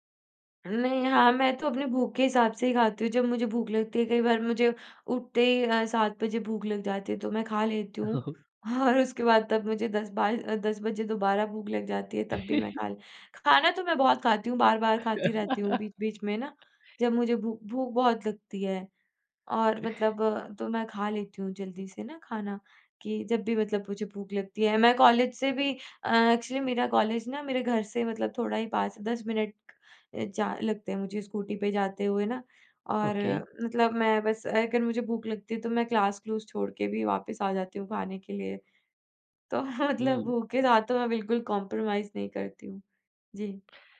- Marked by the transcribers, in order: chuckle; laughing while speaking: "और"; chuckle; laugh; in English: "एक्चुअली"; in English: "ओके"; in English: "क्लास"; laughing while speaking: "तो"; in English: "कॉम्प्रोमाइज़"
- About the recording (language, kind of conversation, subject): Hindi, podcast, आप असली भूख और बोरियत से होने वाली खाने की इच्छा में कैसे फर्क करते हैं?
- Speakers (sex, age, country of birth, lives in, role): female, 20-24, India, India, guest; male, 18-19, India, India, host